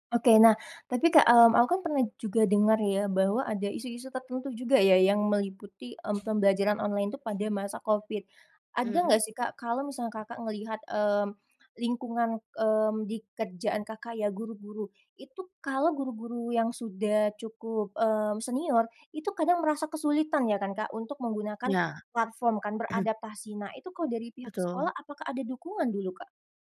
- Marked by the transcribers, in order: other background noise; throat clearing
- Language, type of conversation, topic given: Indonesian, podcast, Bagaimana pengalamanmu belajar daring dibandingkan dengan belajar tatap muka?